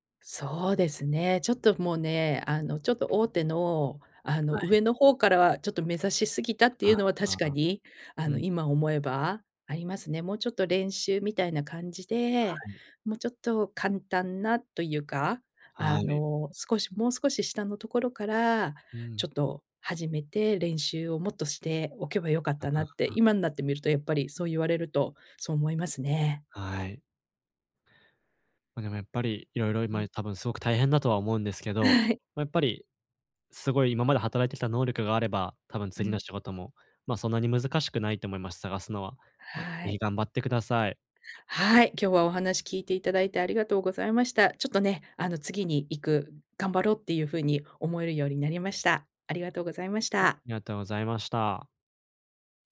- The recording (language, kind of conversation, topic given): Japanese, advice, 失敗した後に自信を取り戻す方法は？
- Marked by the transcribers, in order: tapping; other background noise